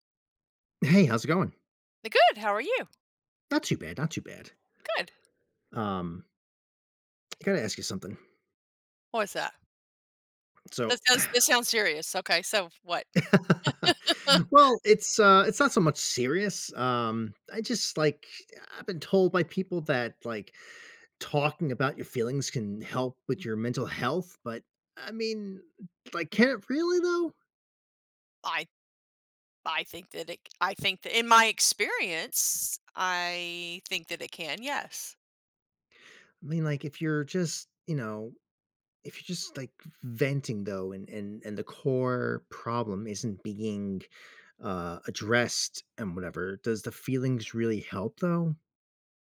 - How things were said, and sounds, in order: tapping; exhale; laugh
- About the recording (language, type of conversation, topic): English, unstructured, Does talking about feelings help mental health?
- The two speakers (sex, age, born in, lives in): female, 55-59, United States, United States; male, 40-44, United States, United States